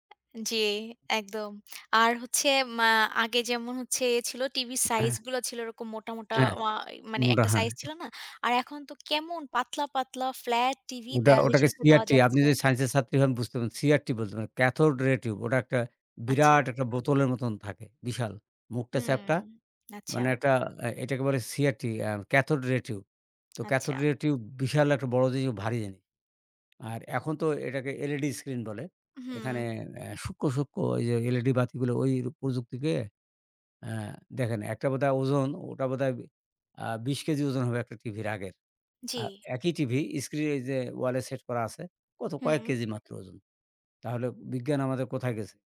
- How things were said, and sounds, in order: other background noise
- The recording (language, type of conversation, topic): Bengali, unstructured, বিজ্ঞান কীভাবে তোমার জীবনকে আরও আনন্দময় করে তোলে?